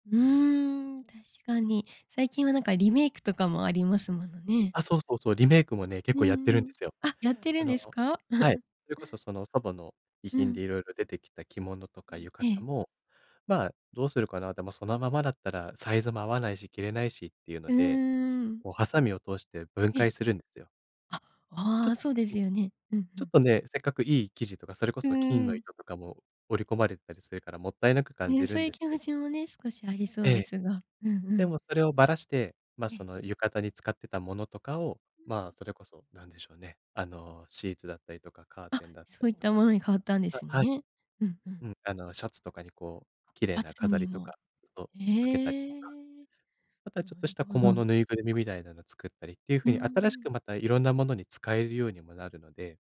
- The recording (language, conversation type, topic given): Japanese, podcast, ご家族の習慣で、今も続けているものは何ですか？
- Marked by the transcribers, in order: chuckle